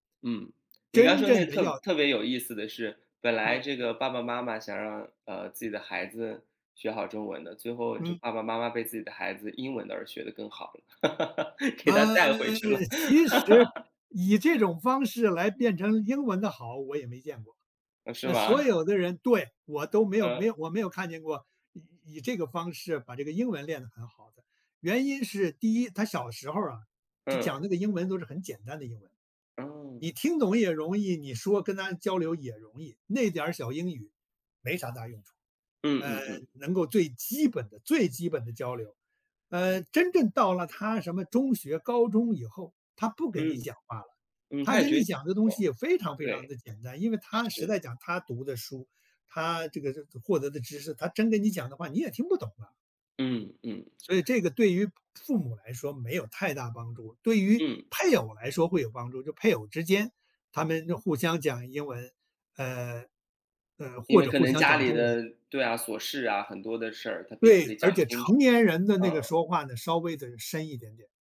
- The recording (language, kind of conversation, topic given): Chinese, podcast, 你是怎么教孩子说家乡话或讲家族故事的？
- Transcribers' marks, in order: tapping; laugh; laughing while speaking: "给他带回去了"; laugh; other background noise